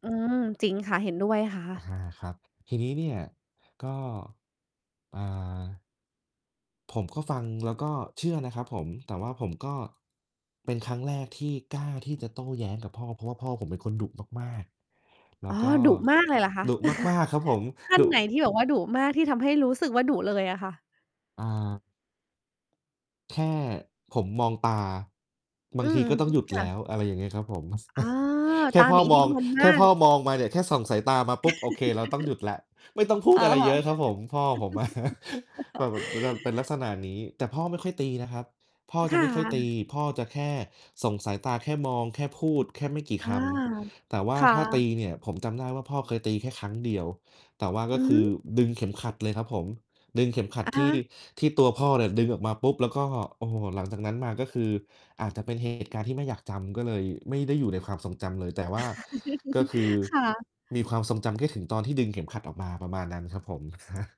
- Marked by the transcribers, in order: other background noise; distorted speech; tapping; chuckle; background speech; chuckle; chuckle; laughing while speaking: "อะ"; chuckle; mechanical hum; chuckle
- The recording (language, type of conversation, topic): Thai, unstructured, อะไรคือสิ่งที่ทำให้คุณภูมิใจในตัวเอง?